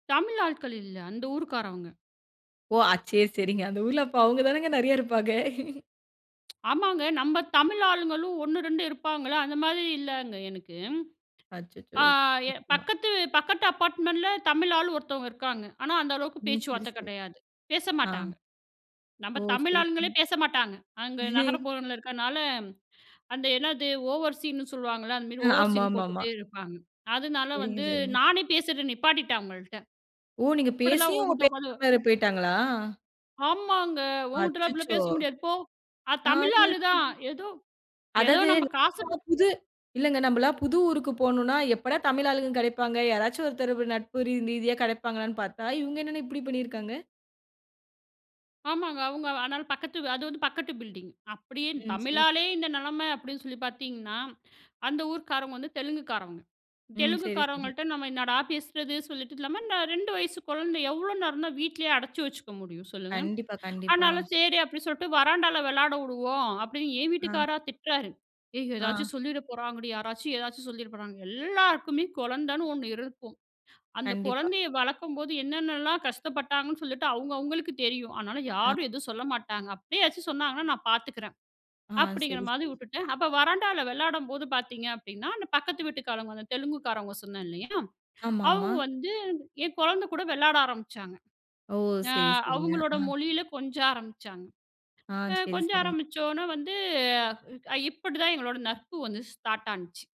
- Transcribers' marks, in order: laughing while speaking: "ஓ! ஆச் சே சரிங்க. அந்த ஊர்ல அப்பா அவங்க தானங்க நறைய இருப்பாங்க"; other noise; unintelligible speech; laugh; in English: "ஓவர் ஸீன்னு"; laughing while speaking: "ஆமாமாம்மா"; in English: "ஓவர் ஸீன்னு"; unintelligible speech; sad: "அச்சச்சோ!"; chuckle; "ரீதியா" said as "ரீதிநியா"; "அதனால" said as "ஆனால"
- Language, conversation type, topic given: Tamil, podcast, உங்கள் ஊரில் நடந்த மறக்க முடியாத ஒரு சந்திப்பு அல்லது நட்புக் கதையைச் சொல்ல முடியுமா?